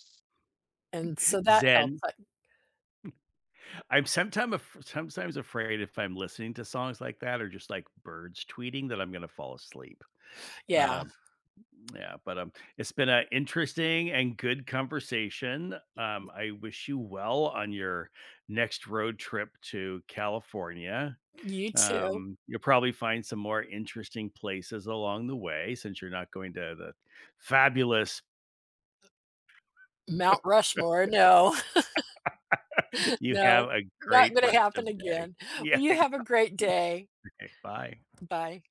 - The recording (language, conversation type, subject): English, unstructured, Which songs would you add to your road trip playlist today, and which stops would you plan?
- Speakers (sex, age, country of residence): female, 70-74, United States; male, 65-69, United States
- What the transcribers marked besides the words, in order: chuckle; other background noise; chuckle; laugh; laugh; laughing while speaking: "Yeah, I know"; other noise